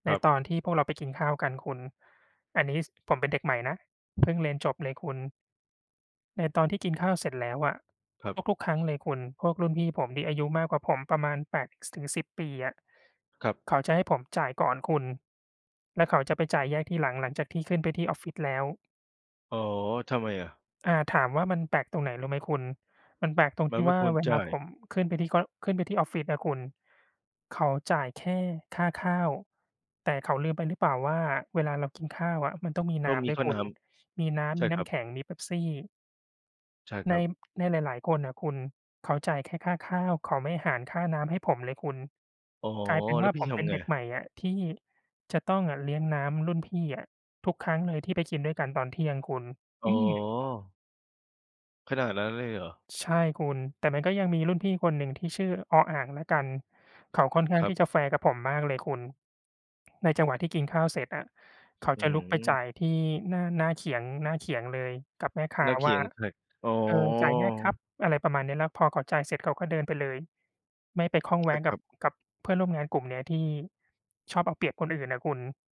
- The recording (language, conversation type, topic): Thai, unstructured, คุณชอบงานที่ทำอยู่ตอนนี้ไหม?
- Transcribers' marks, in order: tapping; other background noise